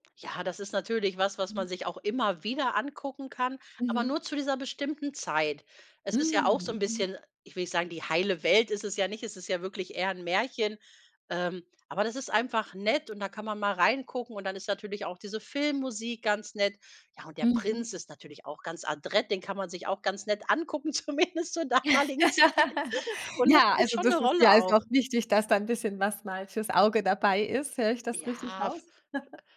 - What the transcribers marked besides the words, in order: laughing while speaking: "zumindest zur damaligen Zeit"; laugh; chuckle
- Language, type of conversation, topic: German, podcast, Welche alten Filme machen dich sofort nostalgisch?